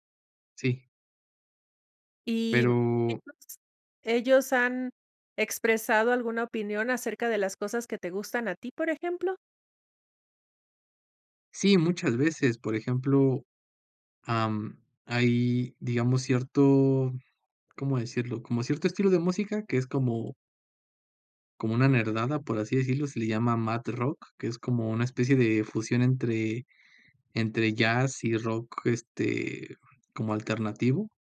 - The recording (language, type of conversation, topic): Spanish, advice, ¿Cómo te sientes cuando temes compartir opiniones auténticas por miedo al rechazo social?
- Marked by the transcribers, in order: none